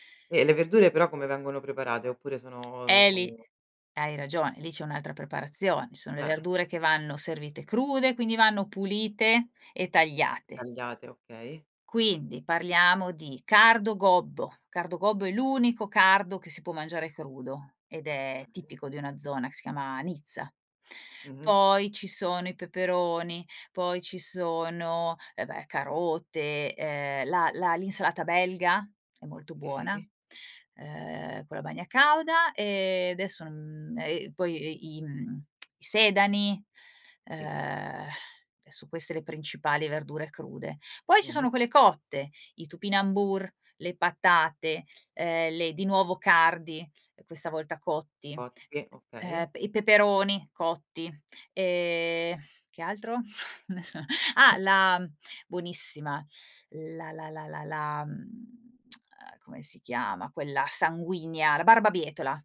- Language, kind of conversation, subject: Italian, podcast, Qual è un’esperienza culinaria condivisa che ti ha colpito?
- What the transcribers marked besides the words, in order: tapping; tsk; other background noise; laughing while speaking: "adesso"